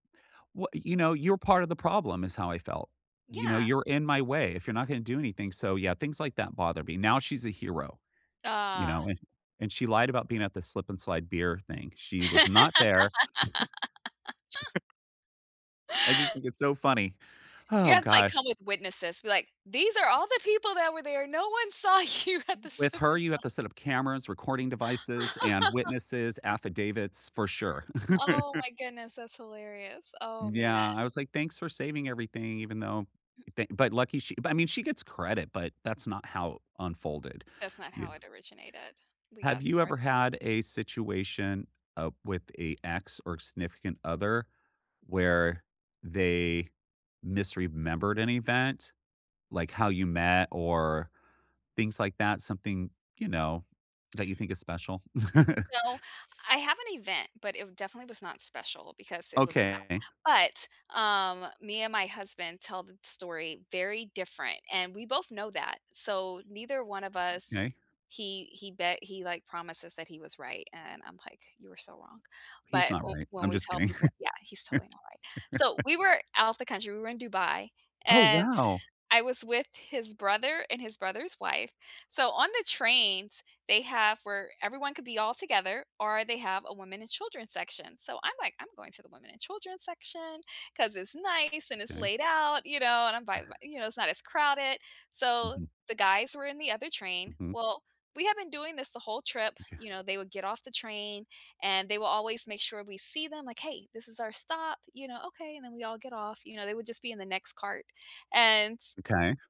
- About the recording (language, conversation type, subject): English, unstructured, Have you ever felt angry when someone misremembers a shared event?
- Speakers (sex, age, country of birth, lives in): female, 40-44, United States, United States; male, 50-54, United States, United States
- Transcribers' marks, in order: laugh; chuckle; inhale; laughing while speaking: "you at the slip and slide"; laugh; chuckle; other background noise; laugh; laugh; tapping